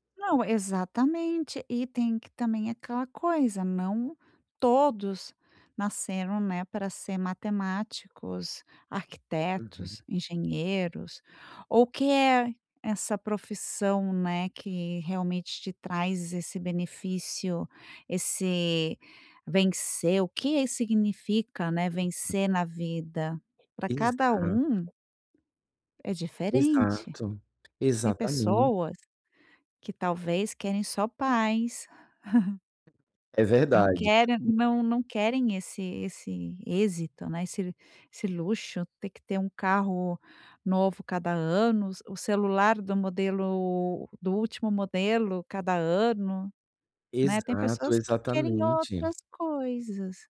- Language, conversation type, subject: Portuguese, advice, Como posso lidar com a pressão social ao tentar impor meus limites pessoais?
- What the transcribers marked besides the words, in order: tapping; chuckle; other noise